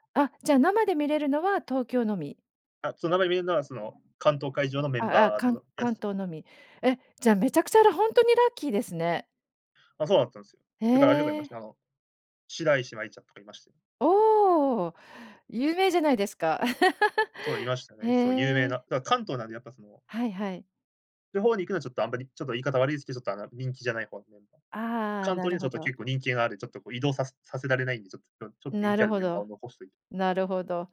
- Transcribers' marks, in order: laugh
- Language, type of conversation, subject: Japanese, podcast, ライブやコンサートで最も印象に残っている出来事は何ですか？